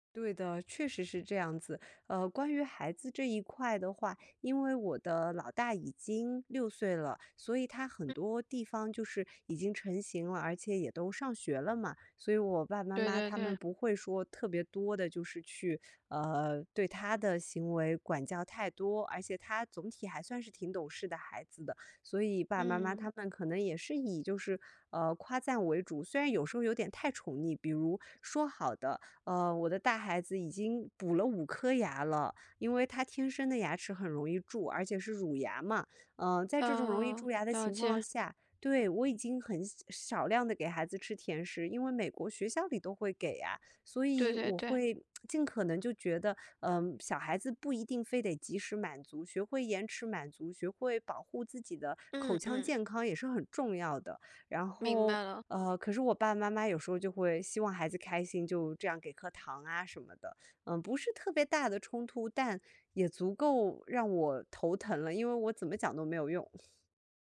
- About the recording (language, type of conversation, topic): Chinese, advice, 当父母反复批评你的养育方式或生活方式时，你该如何应对这种受挫和疲惫的感觉？
- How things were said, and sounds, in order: tsk; chuckle